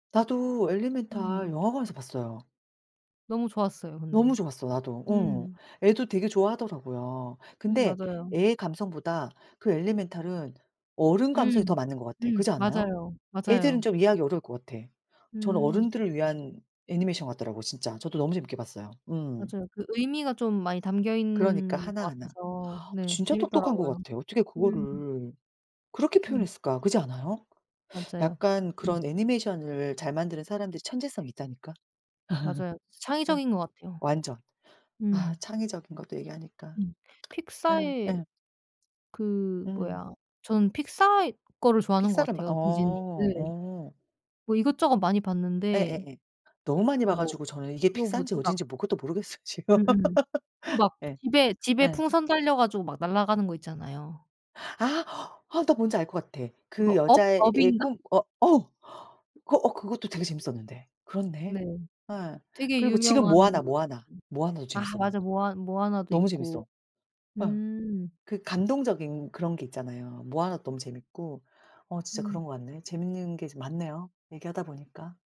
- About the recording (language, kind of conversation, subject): Korean, unstructured, 어렸을 때 가장 좋아했던 만화나 애니메이션은 무엇인가요?
- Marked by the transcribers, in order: other background noise; tapping; laugh; lip smack; laugh